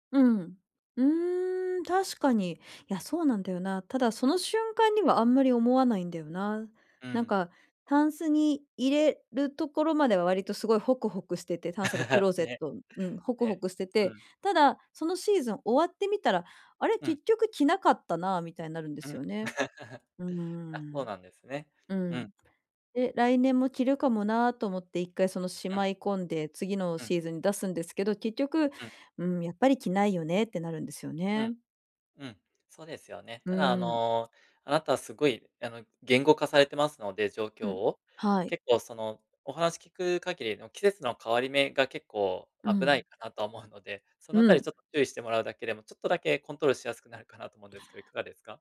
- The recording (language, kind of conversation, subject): Japanese, advice, 衝動買いを抑えるにはどうすればいいですか？
- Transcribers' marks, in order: laugh; other background noise; laugh